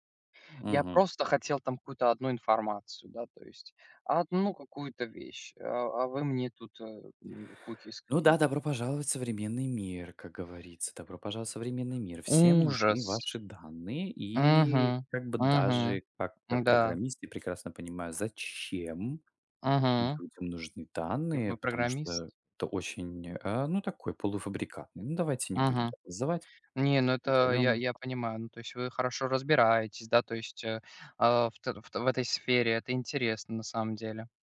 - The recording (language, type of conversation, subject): Russian, unstructured, Как вы относитесь к использованию умных устройств дома?
- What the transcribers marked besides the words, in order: in English: "кукис"; tapping; "вы" said as "вны"; other background noise